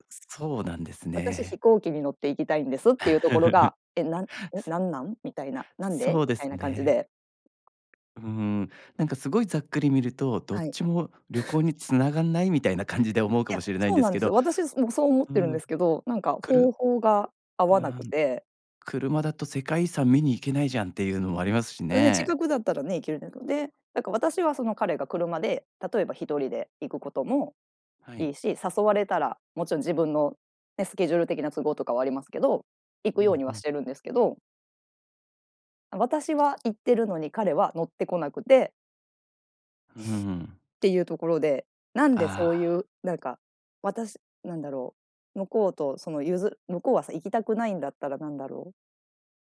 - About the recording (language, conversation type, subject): Japanese, advice, 恋人に自分の趣味や価値観を受け入れてもらえないとき、どうすればいいですか？
- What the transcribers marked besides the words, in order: laugh; chuckle; sniff